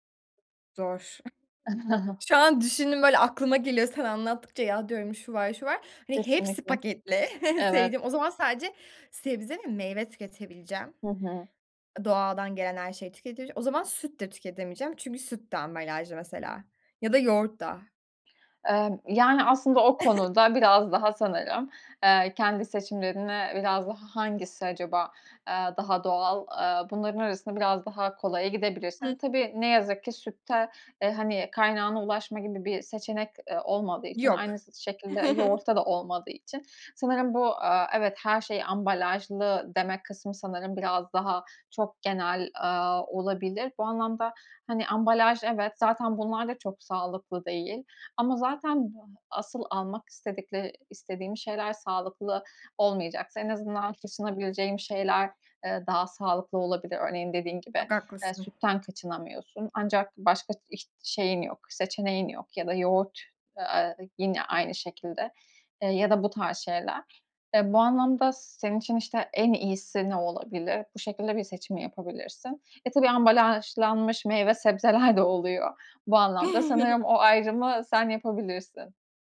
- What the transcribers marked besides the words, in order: other background noise; chuckle; chuckle; chuckle; chuckle; chuckle
- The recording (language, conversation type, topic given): Turkish, advice, Atıştırma kontrolü ve dürtü yönetimi